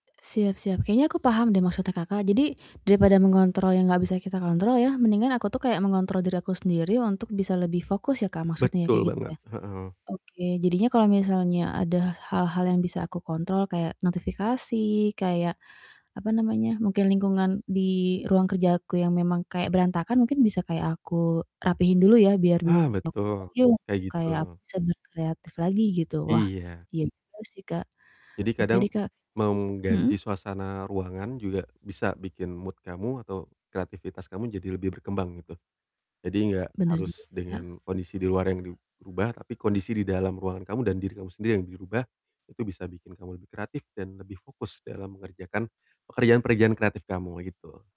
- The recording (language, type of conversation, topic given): Indonesian, advice, Bagaimana saya dapat menemukan waktu fokus tanpa gangguan untuk bekerja kreatif setiap minggu?
- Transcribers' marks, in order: static; other background noise; distorted speech; in English: "mood"